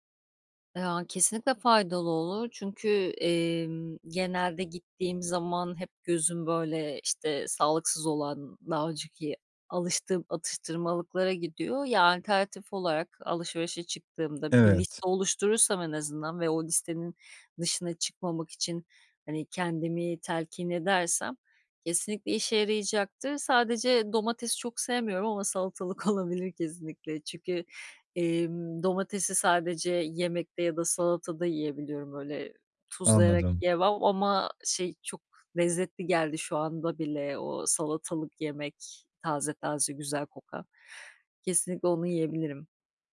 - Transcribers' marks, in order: other background noise; laughing while speaking: "olabilir"
- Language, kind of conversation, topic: Turkish, advice, Sağlıklı atıştırmalık seçerken nelere dikkat etmeli ve porsiyon miktarını nasıl ayarlamalıyım?